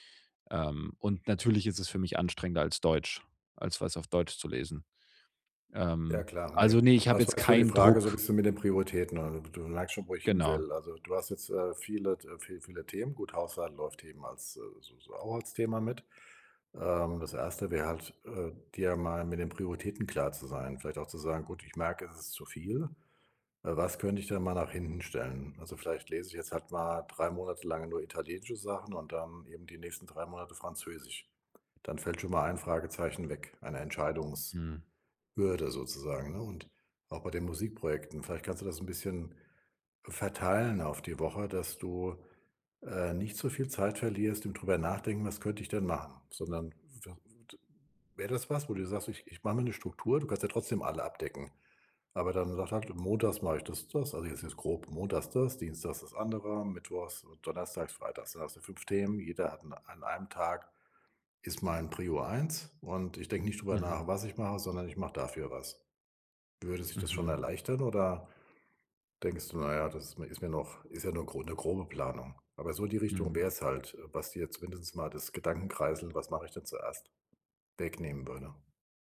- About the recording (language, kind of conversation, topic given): German, advice, Wie kann ich zu Hause entspannen, wenn ich nicht abschalten kann?
- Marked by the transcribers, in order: none